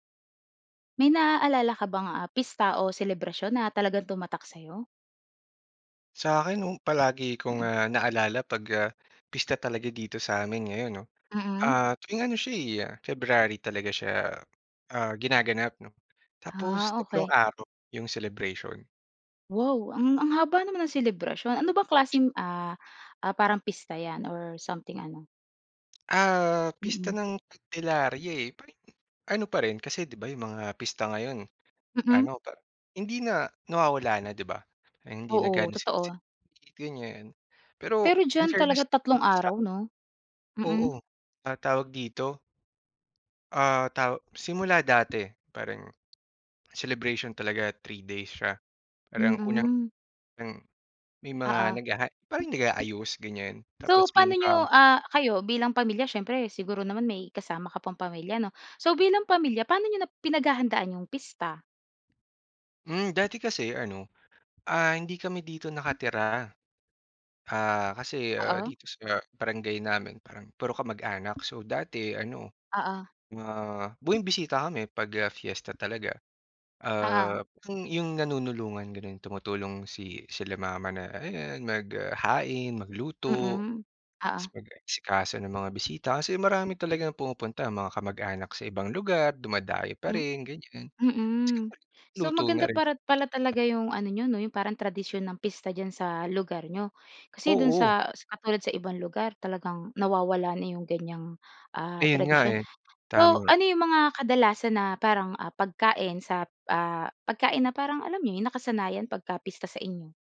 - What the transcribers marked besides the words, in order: in English: "in fairness"; unintelligible speech; tapping
- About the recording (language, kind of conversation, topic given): Filipino, podcast, May alaala ka ba ng isang pista o selebrasyon na talagang tumatak sa’yo?